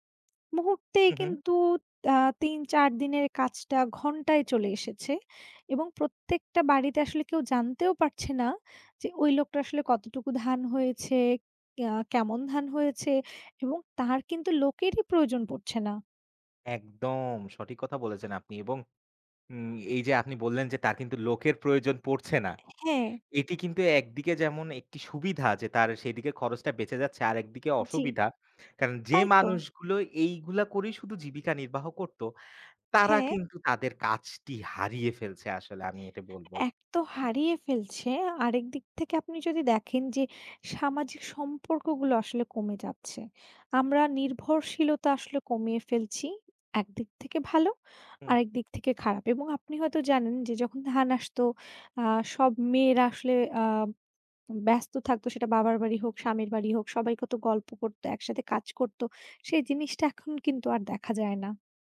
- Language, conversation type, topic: Bengali, unstructured, তোমার জীবনে প্রযুক্তি কী ধরনের সুবিধা এনে দিয়েছে?
- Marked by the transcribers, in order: stressed: "হারিয়ে"